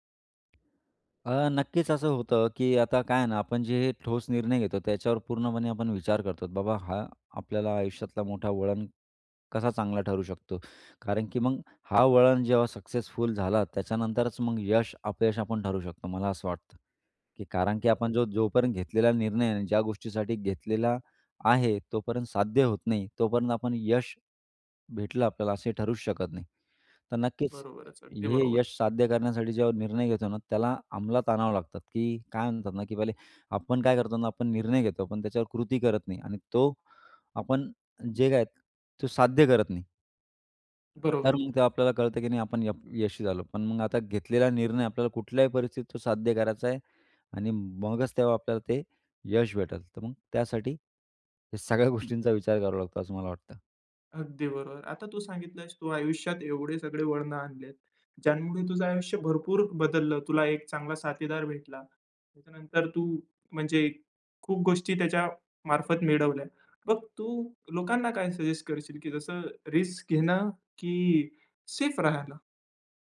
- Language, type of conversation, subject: Marathi, podcast, तुझ्या आयुष्यातला एक मोठा वळण कोणता होता?
- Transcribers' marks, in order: other background noise; laughing while speaking: "सगळ्या गोष्टींचा"; in English: "रिस्क"